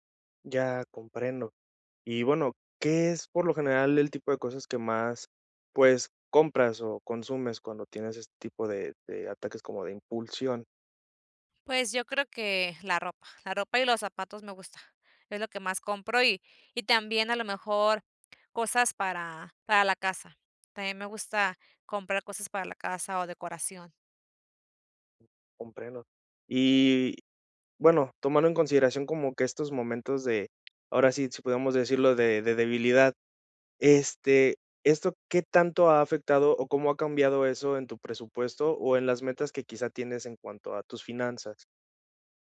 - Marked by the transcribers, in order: other background noise
- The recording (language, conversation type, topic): Spanish, advice, ¿Cómo ha afectado tu presupuesto la compra impulsiva constante y qué culpa te genera?